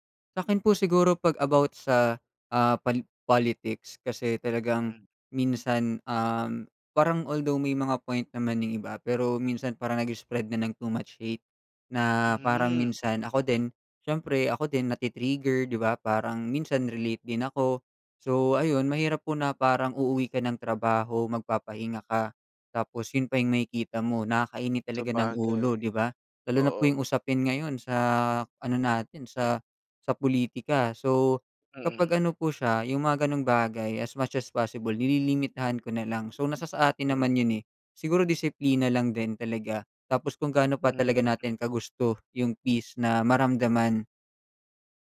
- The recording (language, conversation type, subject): Filipino, podcast, Ano ang papel ng midyang panlipunan sa pakiramdam mo ng pagkakaugnay sa iba?
- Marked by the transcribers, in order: other background noise; tapping